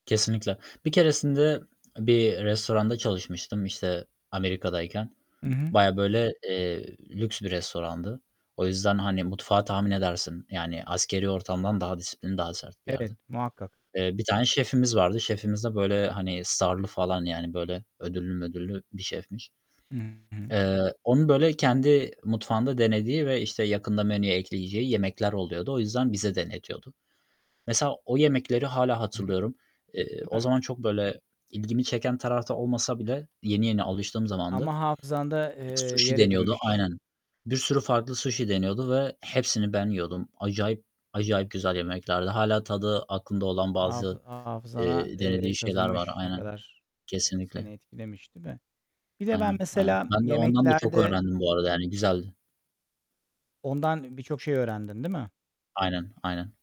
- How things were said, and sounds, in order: static; distorted speech
- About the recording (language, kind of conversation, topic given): Turkish, unstructured, Unutamadığın bir yemek anın var mı?